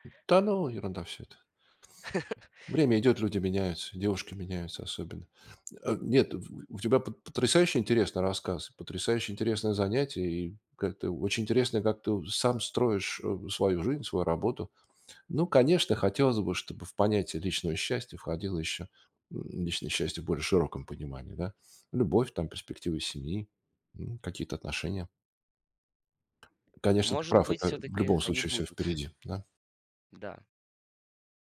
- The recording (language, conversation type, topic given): Russian, podcast, Как выбрать между карьерой и личным счастьем?
- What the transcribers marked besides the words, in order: chuckle; tapping; chuckle